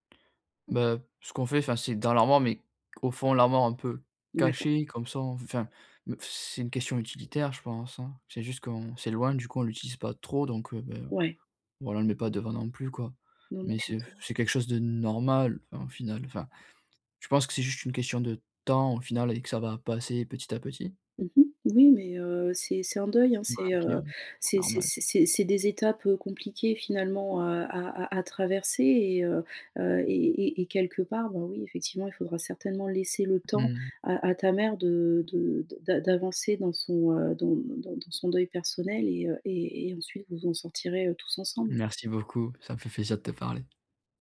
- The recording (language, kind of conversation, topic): French, advice, Comment trier et prioriser mes biens personnels efficacement ?
- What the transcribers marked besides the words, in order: other background noise; stressed: "caché"; stressed: "trop"; exhale; stressed: "normal"; stressed: "temps"; stressed: "passer"; tapping